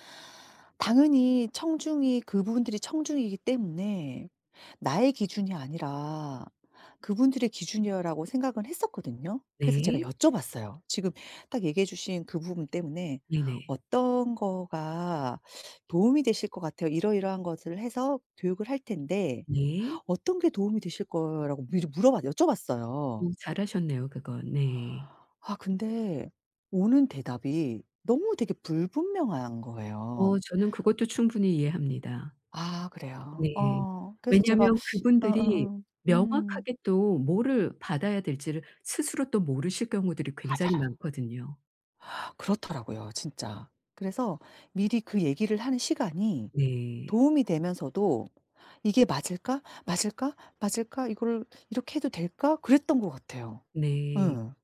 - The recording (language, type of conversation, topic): Korean, advice, 청중의 관심을 시작부터 끝까지 어떻게 끌고 유지할 수 있을까요?
- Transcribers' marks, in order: tapping